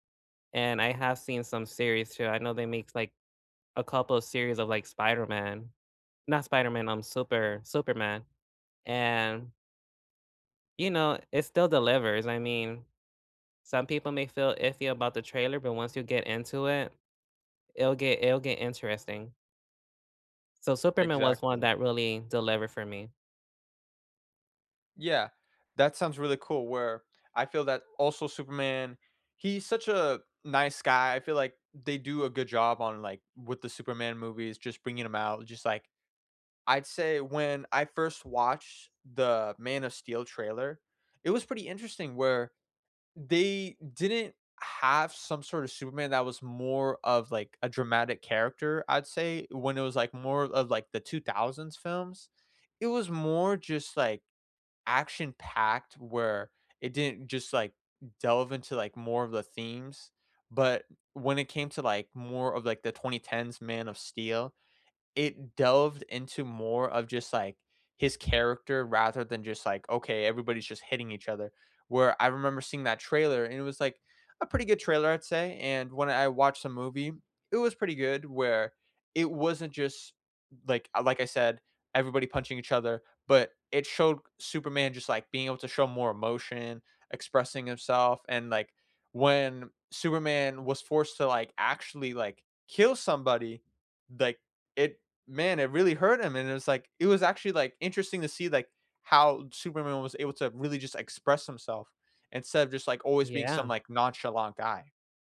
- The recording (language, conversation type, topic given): English, unstructured, Which movie trailers hooked you instantly, and did the movies live up to the hype for you?
- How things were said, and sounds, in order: none